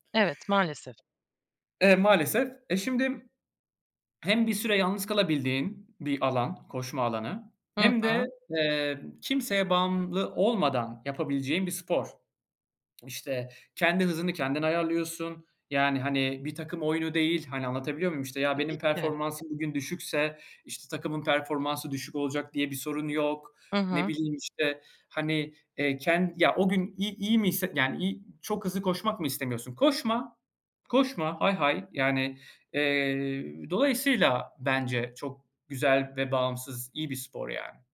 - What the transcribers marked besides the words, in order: other background noise
- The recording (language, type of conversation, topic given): Turkish, podcast, Kötü bir gün geçirdiğinde kendini toparlama taktiklerin neler?